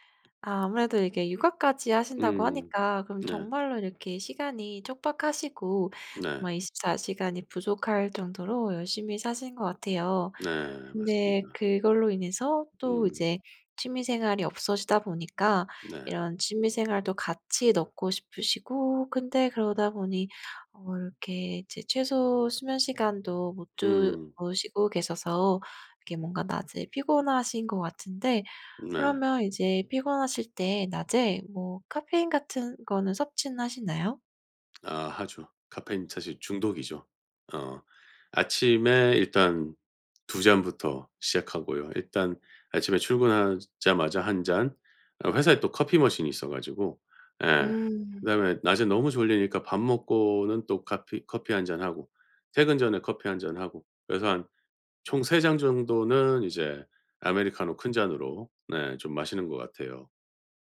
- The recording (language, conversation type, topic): Korean, advice, 규칙적인 수면 습관을 지키지 못해서 낮에 계속 피곤한데 어떻게 하면 좋을까요?
- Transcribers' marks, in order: none